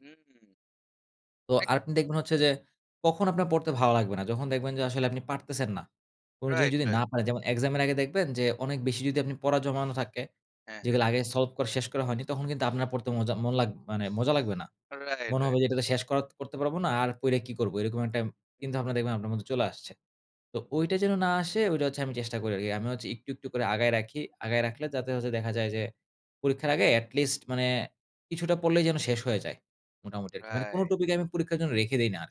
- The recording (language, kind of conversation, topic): Bengali, podcast, আপনি কীভাবে নিয়মিত পড়াশোনার অভ্যাস গড়ে তোলেন?
- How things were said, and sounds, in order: in English: "Right, right"; in English: "Right, right"; in English: "at least"; in English: "Right"